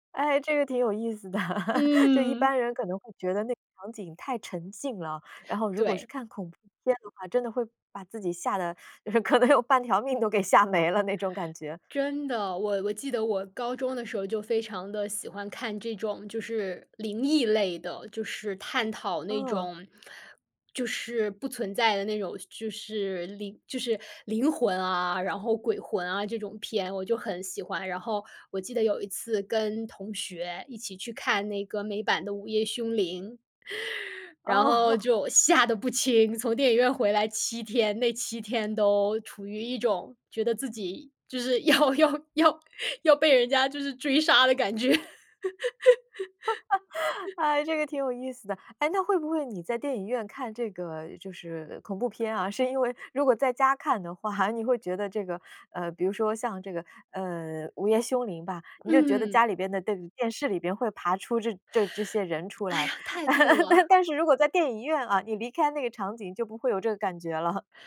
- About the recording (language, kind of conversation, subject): Chinese, podcast, 你更喜欢在电影院观影还是在家观影？
- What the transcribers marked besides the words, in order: chuckle; laughing while speaking: "可能有"; other background noise; chuckle; laughing while speaking: "要 要 要"; laugh; laughing while speaking: "感觉"; laugh; laughing while speaking: "话"; lip smack; chuckle; chuckle